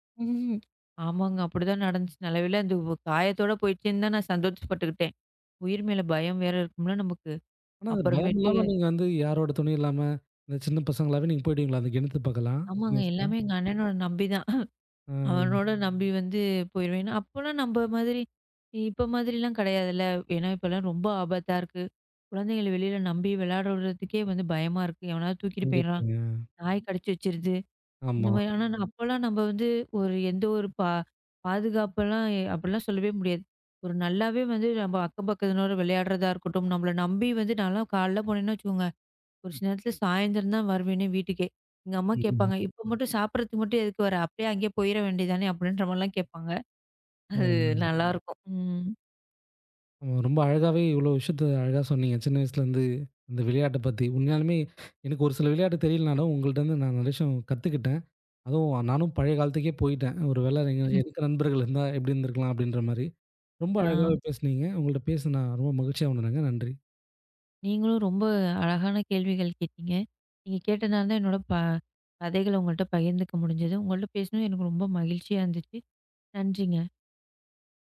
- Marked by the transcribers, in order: laugh; other background noise; chuckle; laughing while speaking: "அது நல்லாருக்கும்"; other noise; laugh
- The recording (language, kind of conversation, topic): Tamil, podcast, சின்ன வயதில் விளையாடிய நினைவுகளைப் பற்றி சொல்லுங்க?